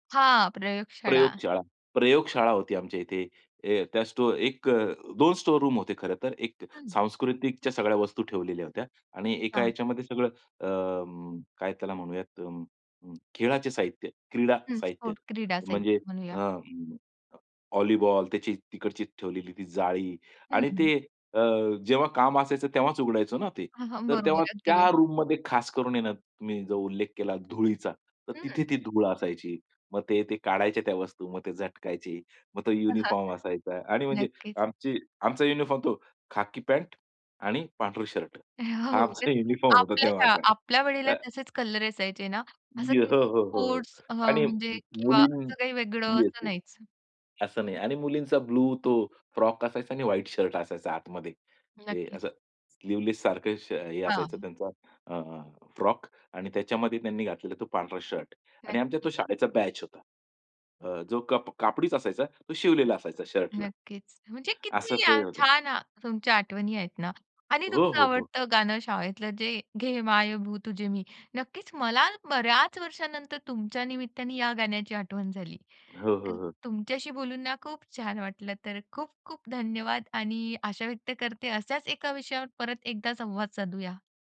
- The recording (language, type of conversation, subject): Marathi, podcast, कोणते गाणे ऐकताना तुमच्या शाळेच्या आठवणी जाग्या होतात?
- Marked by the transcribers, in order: in English: "स्टोर रूम"; in English: "रूममध्ये"; in English: "युनिफॉर्म"; in English: "युनिफॉर्म"; chuckle; laughing while speaking: "हो"; unintelligible speech; laughing while speaking: "युनिफॉर्म"; in English: "युनिफॉर्म"; in English: "स्लीव्हलेस"; tapping